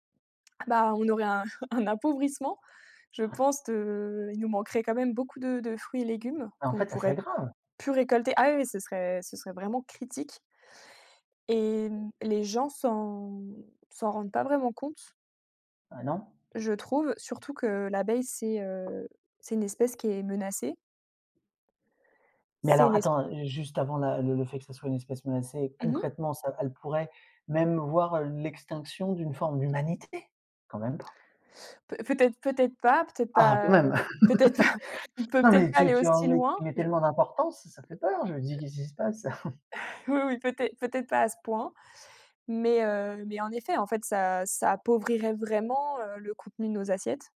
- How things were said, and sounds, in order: tapping; stressed: "critique"; other noise; stressed: "d'humanité"; laugh; chuckle; chuckle; stressed: "vraiment"
- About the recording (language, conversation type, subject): French, podcast, Pourquoi les abeilles sont-elles si importantes, selon toi ?
- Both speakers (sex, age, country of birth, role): female, 30-34, France, guest; male, 45-49, France, host